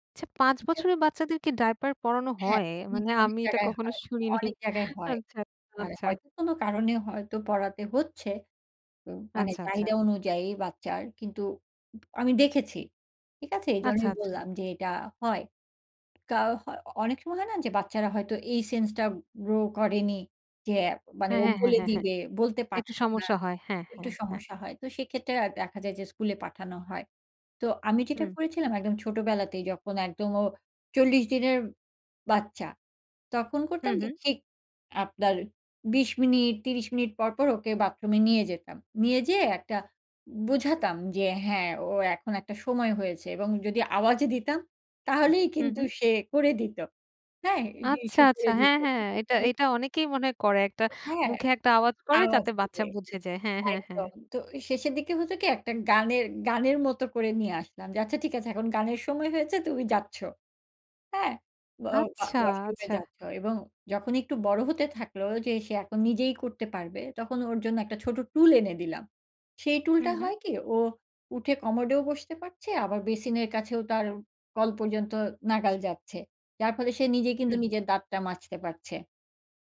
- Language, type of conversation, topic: Bengali, podcast, তুমি কীভাবে শেখাকে মজার করে তোলো?
- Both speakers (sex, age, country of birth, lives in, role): female, 30-34, Bangladesh, Bangladesh, host; female, 40-44, Bangladesh, Finland, guest
- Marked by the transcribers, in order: laughing while speaking: "শুনিনি। আচ্ছা, আচ্ছা, আচ্ছা"; scoff; in English: "সেন্স"; in English: "গ্রো"